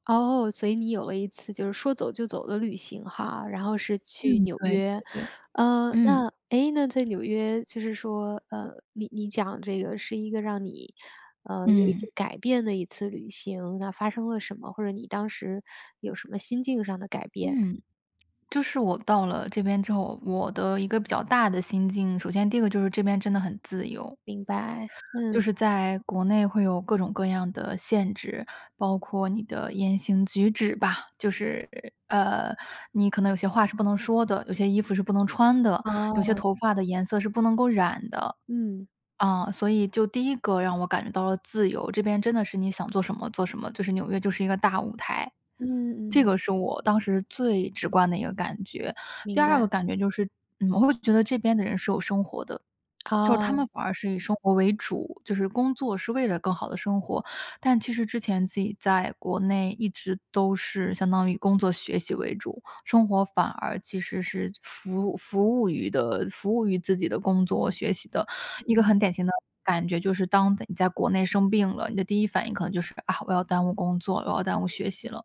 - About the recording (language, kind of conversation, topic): Chinese, podcast, 有哪次旅行让你重新看待人生？
- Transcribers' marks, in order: other background noise